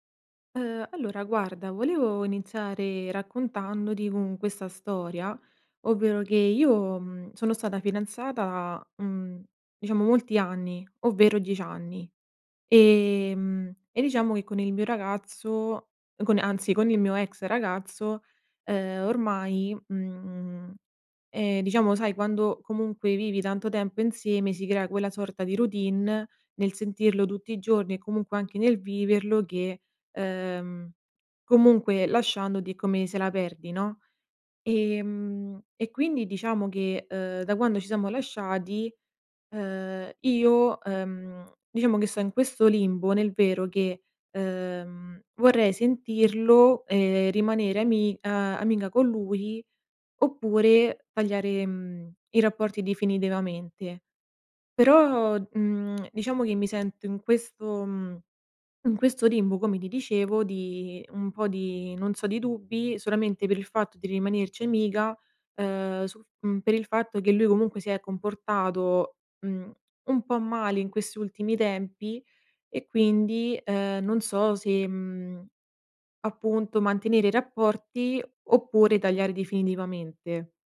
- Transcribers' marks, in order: "definitivamente" said as "difinitivamente"; "definitivamente" said as "difinitivamente"
- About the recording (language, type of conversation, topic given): Italian, advice, Dovrei restare amico del mio ex?